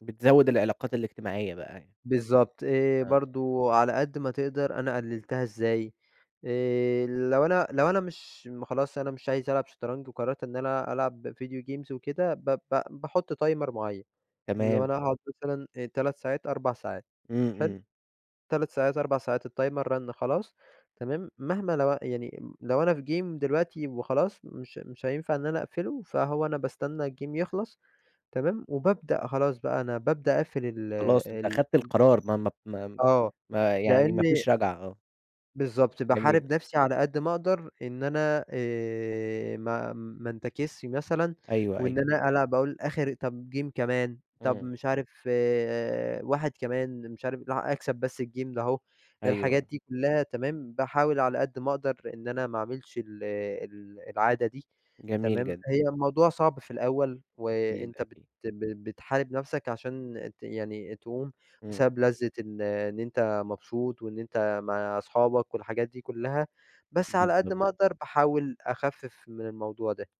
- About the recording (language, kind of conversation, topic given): Arabic, podcast, هل الهواية بتأثر على صحتك الجسدية أو النفسية؟
- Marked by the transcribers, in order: in English: "video games"; in English: "التايمر"; in English: "Game"; in English: "الGame"; other background noise; in English: "Game"; unintelligible speech; in English: "Game"